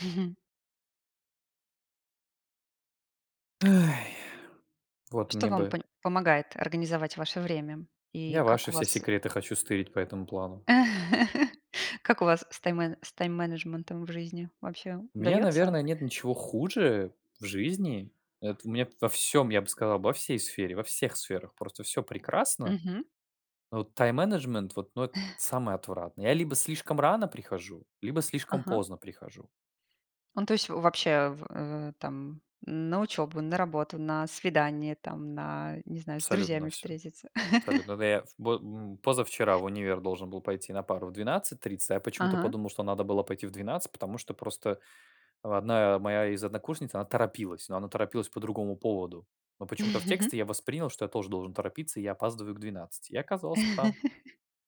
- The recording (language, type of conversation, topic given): Russian, unstructured, Какие технологии помогают вам в организации времени?
- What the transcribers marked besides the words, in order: lip smack; exhale; laugh; other background noise; chuckle; laugh; chuckle; laugh